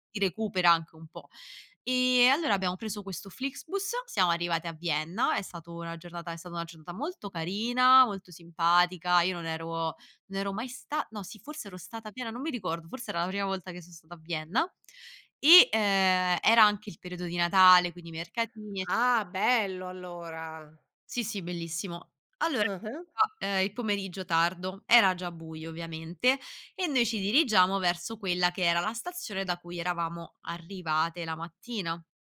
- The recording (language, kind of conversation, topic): Italian, podcast, Raccontami di un errore che ti ha insegnato tanto?
- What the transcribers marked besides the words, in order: other noise